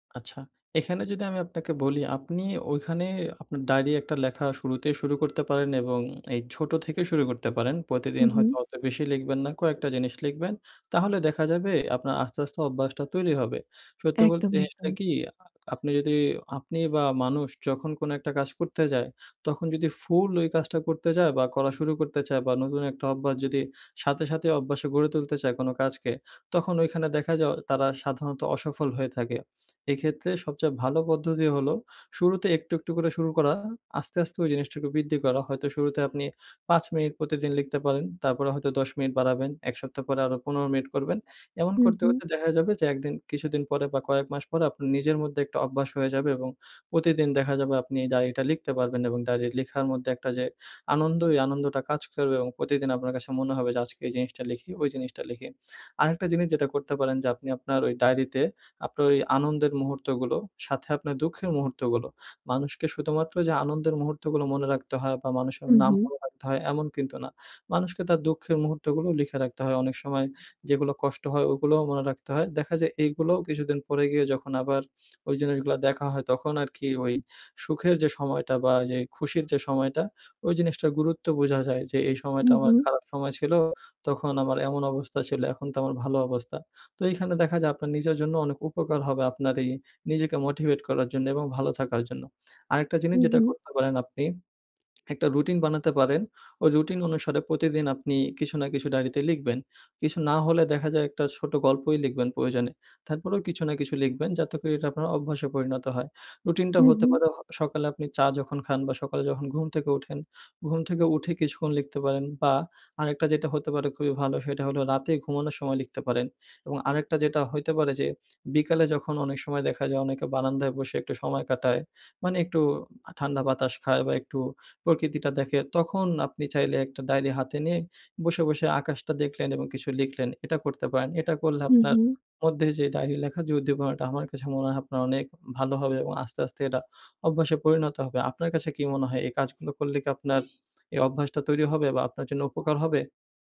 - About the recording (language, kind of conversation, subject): Bengali, advice, কৃতজ্ঞতার দিনলিপি লেখা বা ডায়েরি রাখার অভ্যাস কীভাবে শুরু করতে পারি?
- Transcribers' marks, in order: horn